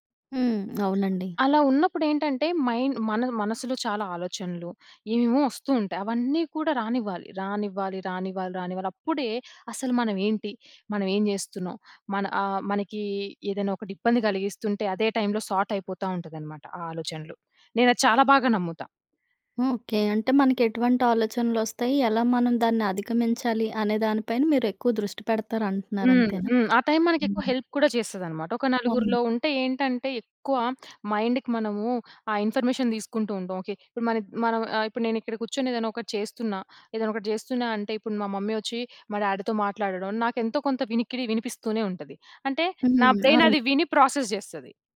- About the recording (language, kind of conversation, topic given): Telugu, podcast, పని తర్వాత మీరు ఎలా విశ్రాంతి పొందుతారు?
- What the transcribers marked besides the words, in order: tapping; other background noise; in English: "సార్ట్"; in English: "హెల్ప్"; in English: "మైండ్‌కి"; in English: "ఇన్ఫర్మేషన్"; in English: "మమ్మీ"; in English: "డ్యాడీ‌తో"; in English: "బ్రైన్"; in English: "ప్రాసెస్"